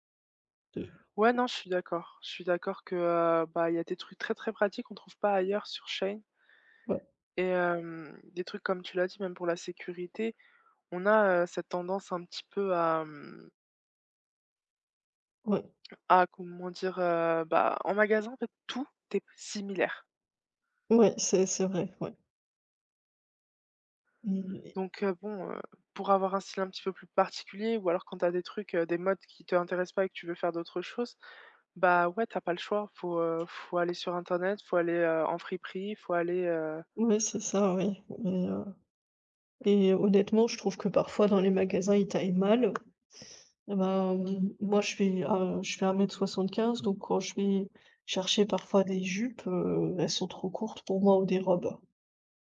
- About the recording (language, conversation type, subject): French, unstructured, Quelle est votre relation avec les achats en ligne et quel est leur impact sur vos habitudes ?
- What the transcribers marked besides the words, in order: tapping; stressed: "tout"; stressed: "particulier"; other background noise